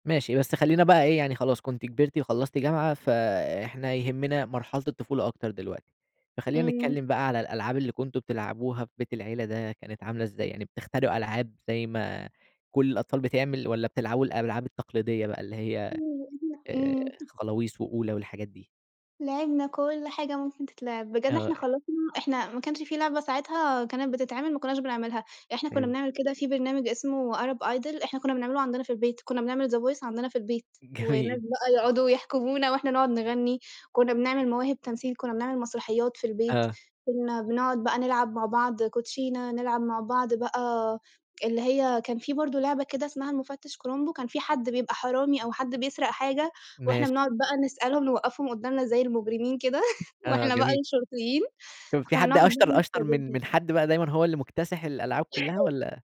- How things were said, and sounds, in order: background speech; in English: "Arab Idol"; laughing while speaking: "جميل"; in English: "the voice"; chuckle; unintelligible speech
- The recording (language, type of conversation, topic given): Arabic, podcast, احكيلي عن ذكرى من طفولتك عمرها ما بتتنسي؟